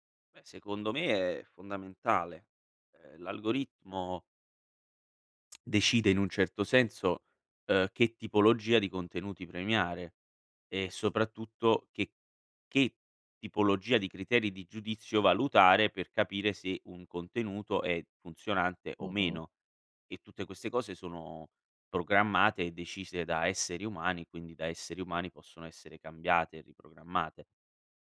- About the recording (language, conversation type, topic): Italian, podcast, In che modo i social media trasformano le narrazioni?
- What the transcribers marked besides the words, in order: none